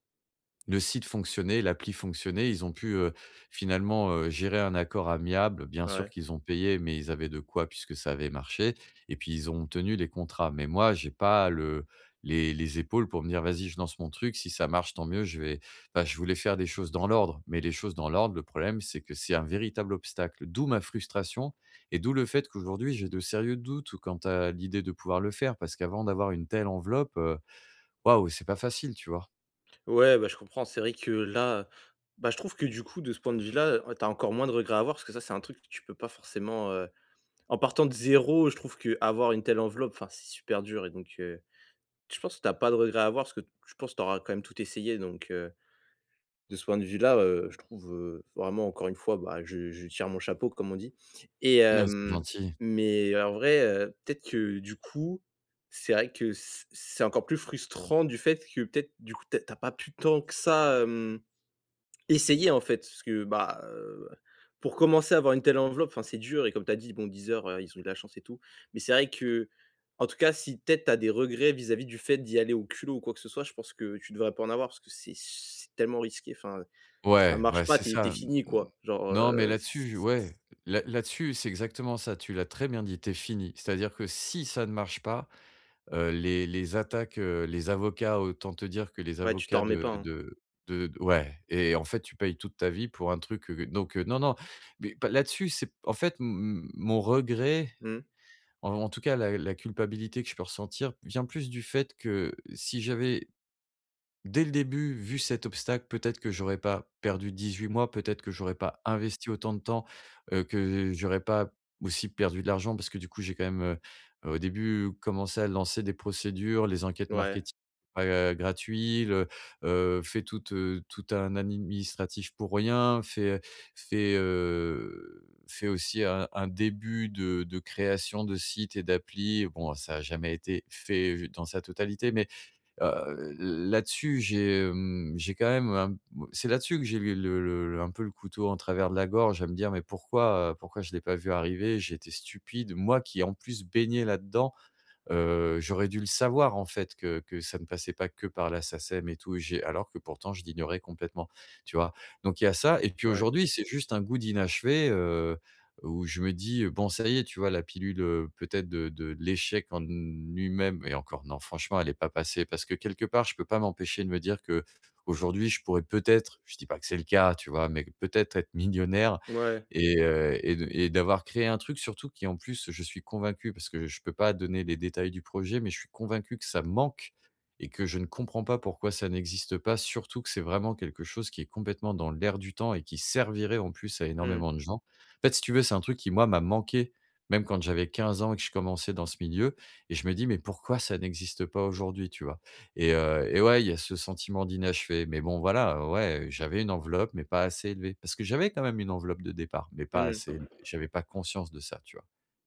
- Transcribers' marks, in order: stressed: "waouh"; other background noise; unintelligible speech; stressed: "moi"; laughing while speaking: "millionnaire"; stressed: "manque"; stressed: "servirait"
- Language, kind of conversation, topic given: French, advice, Comment gérer la culpabilité après avoir fait une erreur ?